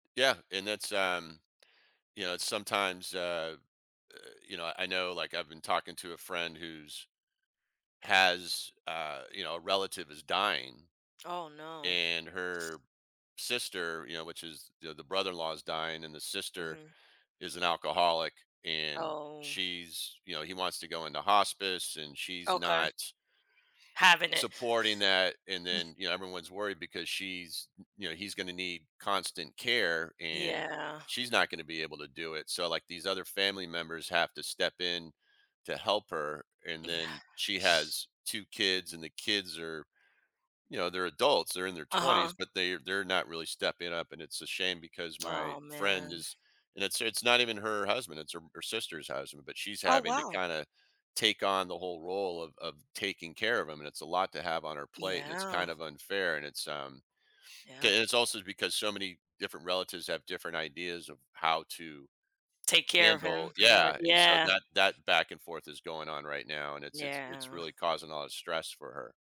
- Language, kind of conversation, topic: English, unstructured, What helps families stay connected and resilient during difficult times?
- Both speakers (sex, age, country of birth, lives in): female, 30-34, United States, United States; male, 55-59, United States, United States
- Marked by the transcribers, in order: other background noise; scoff